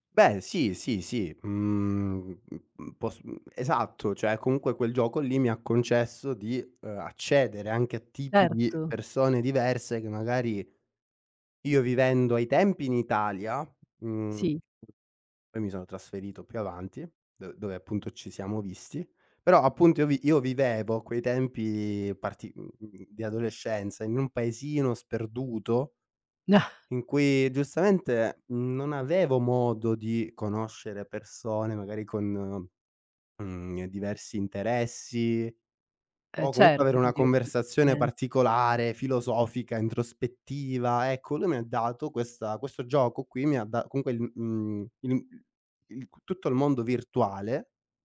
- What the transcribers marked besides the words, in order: "cioè" said as "ceh"; other background noise; chuckle; other noise; unintelligible speech
- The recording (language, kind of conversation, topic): Italian, podcast, In che occasione una persona sconosciuta ti ha aiutato?